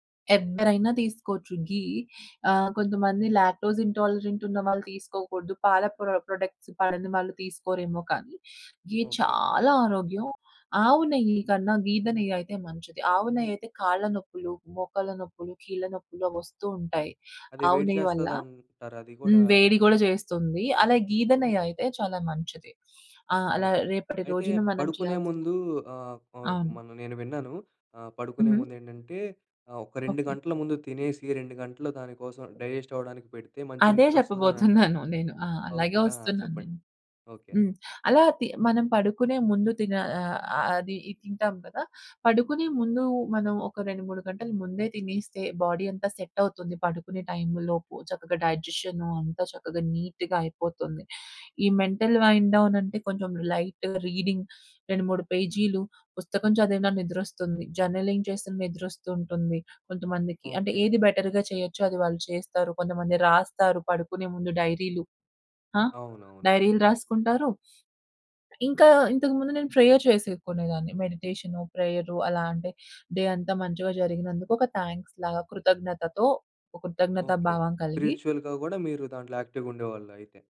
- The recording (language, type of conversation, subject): Telugu, podcast, రాత్రి నిద్రకు వెళ్లే ముందు మీ దినచర్య ఎలా ఉంటుంది?
- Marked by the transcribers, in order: in English: "ఘీ"; in English: "లాక్టోస్ ఇంటాలరెంట్"; other background noise; in English: "ప్రొ ప్రొడక్ట్స్"; in English: "ఘీ"; tapping; in English: "డైజెస్ట్"; giggle; in English: "బాడీ"; in English: "నీట్‌గా"; in English: "మెంటల్ వైన్"; in English: "లైట్ రీడింగ్"; in English: "జర్నలింగ్"; in English: "బెటర్‌గా"; in English: "ప్రేయర్"; in English: "డే"; in English: "థాంక్స్"; in English: "స్పిరిచువల్‌గా"; in English: "యాక్టివ్‌గుండేవాళ్ళయితే"